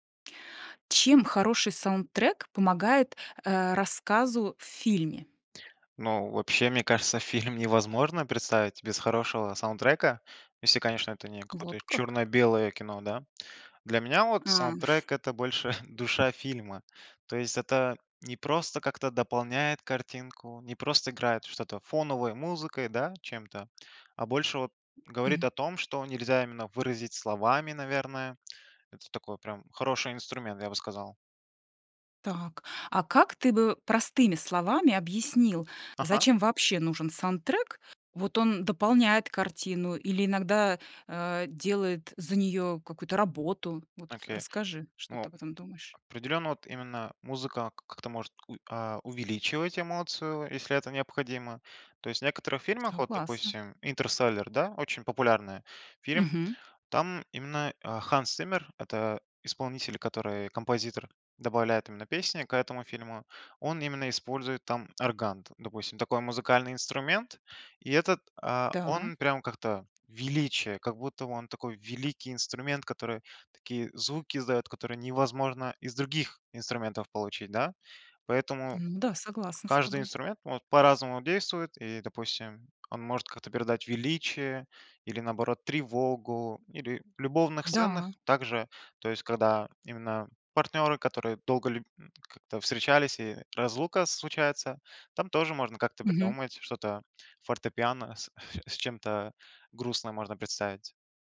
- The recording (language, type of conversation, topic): Russian, podcast, Как хороший саундтрек помогает рассказу в фильме?
- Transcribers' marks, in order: laughing while speaking: "фильм"; tapping; chuckle; "Интерстеллар" said as "интерсталлер"; chuckle